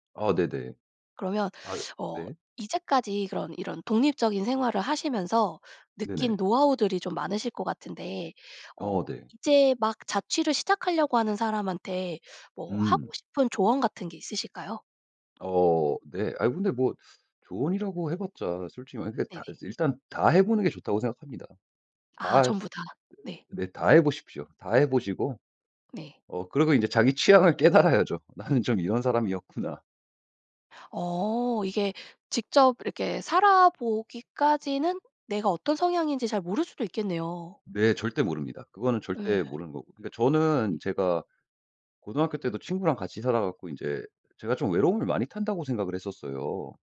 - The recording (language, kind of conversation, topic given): Korean, podcast, 집을 떠나 독립했을 때 기분은 어땠어?
- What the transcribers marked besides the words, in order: laughing while speaking: "나는"; laughing while speaking: "사람이었구나"